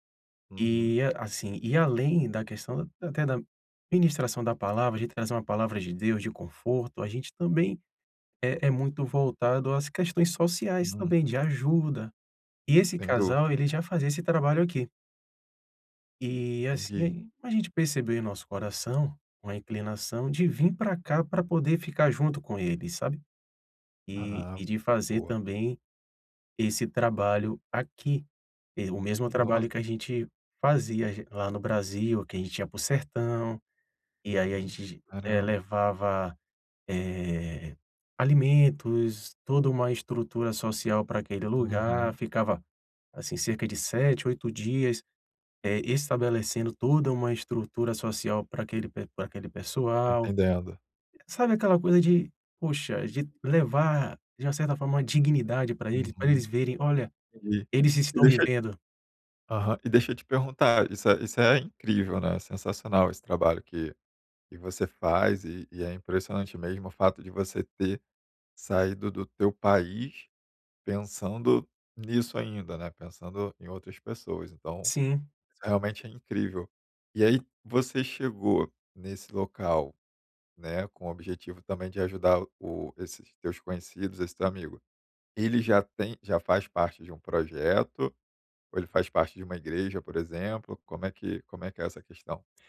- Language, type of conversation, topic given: Portuguese, advice, Como posso encontrar propósito ao ajudar minha comunidade por meio do voluntariado?
- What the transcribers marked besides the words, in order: none